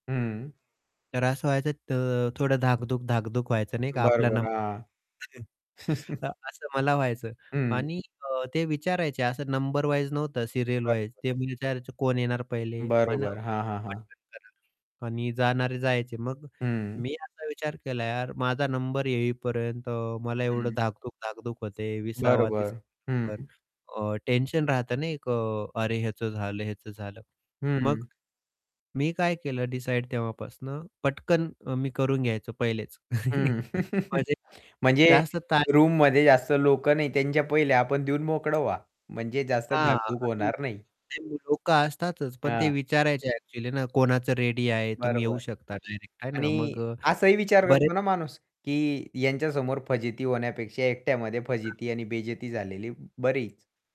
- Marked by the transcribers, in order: static; tapping; distorted speech; other background noise; chuckle; in English: "सीरियल वाईज"; unintelligible speech; chuckle; in English: "रूममध्ये"
- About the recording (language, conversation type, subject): Marathi, podcast, तू रोजच्या कामांची यादी कशी बनवतोस?